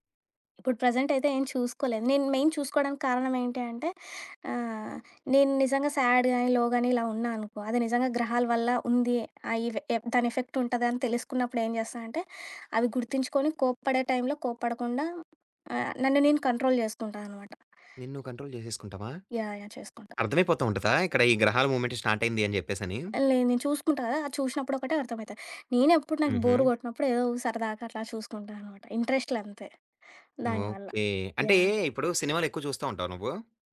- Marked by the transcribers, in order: in English: "ప్రెజెంట్"; in English: "మెయిన్"; in English: "స్యాడ్"; in English: "లో"; in English: "ఎఫెక్ట్"; in English: "కంట్రోల్"; other background noise; in English: "కంట్రోల్"; in English: "మూవ్‌మెంట్ స్టార్ట్"; in English: "బోర్"
- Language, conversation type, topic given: Telugu, podcast, సొంతంగా కొత్త విషయం నేర్చుకున్న అనుభవం గురించి చెప్పగలవా?